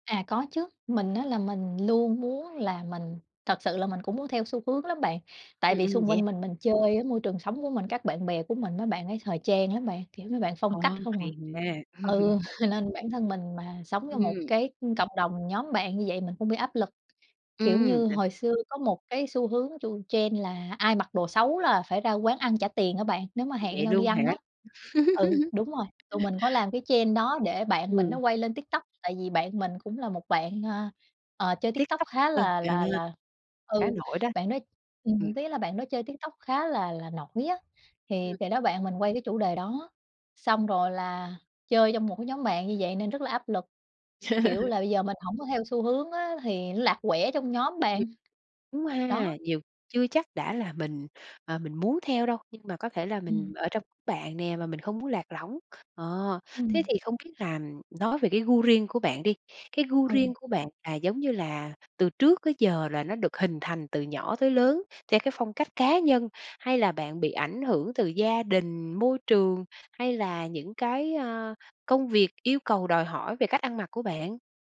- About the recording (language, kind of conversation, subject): Vietnamese, podcast, Bạn cân bằng giữa xu hướng mới và gu riêng của mình như thế nào?
- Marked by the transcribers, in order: chuckle; tapping; in English: "trend"; chuckle; in English: "trend"; chuckle